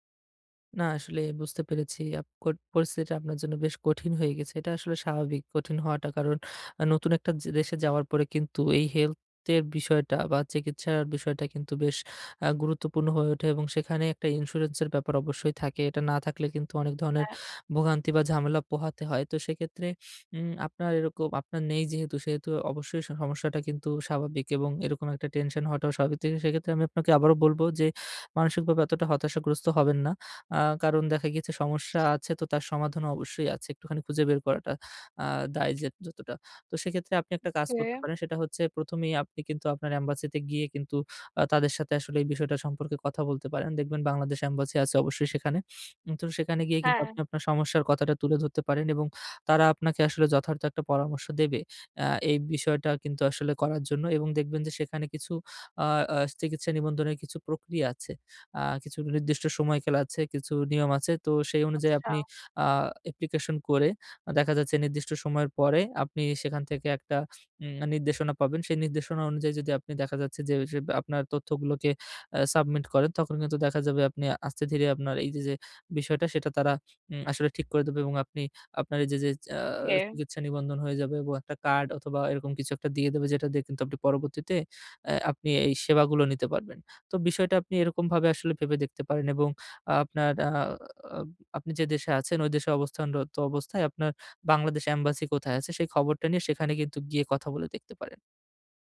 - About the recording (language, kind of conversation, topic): Bengali, advice, স্বাস্থ্যবীমা ও চিকিৎসা নিবন্ধন
- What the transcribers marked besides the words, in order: tapping; other background noise